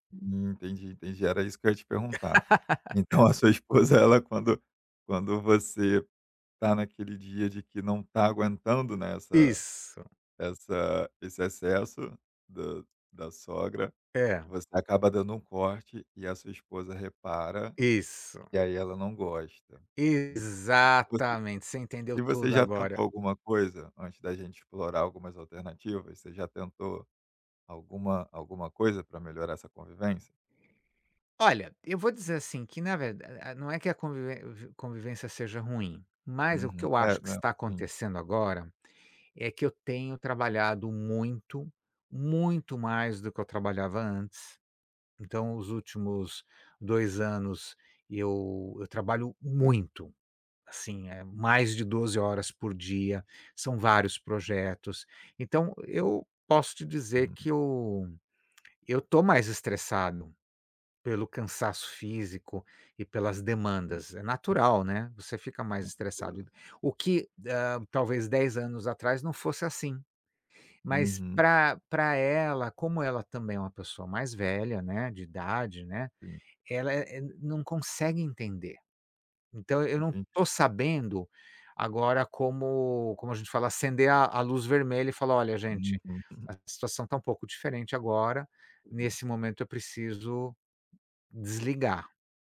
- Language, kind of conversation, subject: Portuguese, advice, Como lidar com uma convivência difícil com os sogros ou com a família do(a) parceiro(a)?
- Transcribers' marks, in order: laugh; tapping